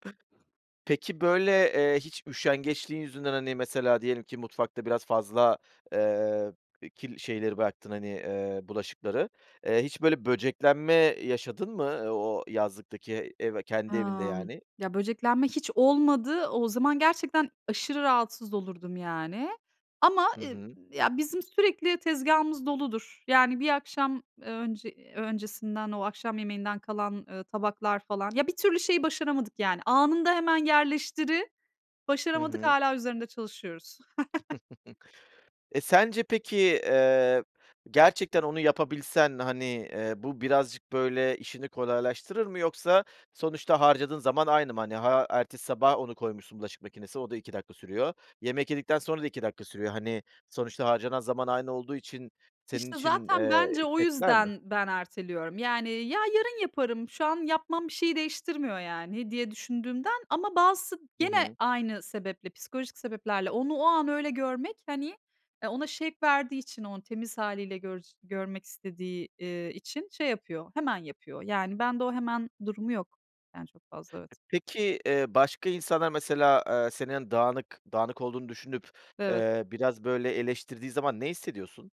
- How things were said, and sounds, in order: chuckle; chuckle
- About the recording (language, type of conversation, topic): Turkish, podcast, Ev işleriyle iş mesaisini nasıl dengeliyorsun, hangi pratik yöntemleri kullanıyorsun?